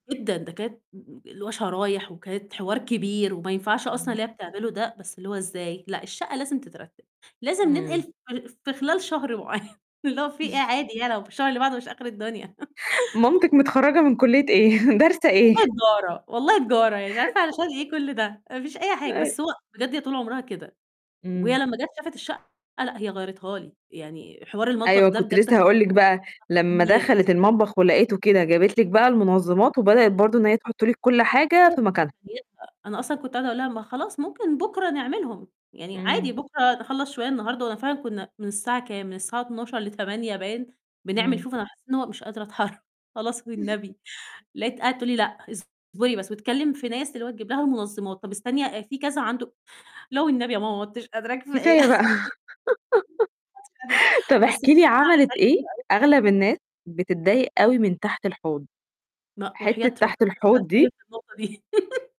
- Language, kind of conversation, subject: Arabic, podcast, إزاي تنظم المساحات الصغيرة بذكاء؟
- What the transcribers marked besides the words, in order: laughing while speaking: "معيّن"; other noise; chuckle; laughing while speaking: "مامتك متخرجة من كُلّية إيه؟ دارسة إيه؟"; distorted speech; unintelligible speech; unintelligible speech; laughing while speaking: "ما عُدتش قادرة كفاية"; laughing while speaking: "كفاية بقى"; laugh; unintelligible speech; laugh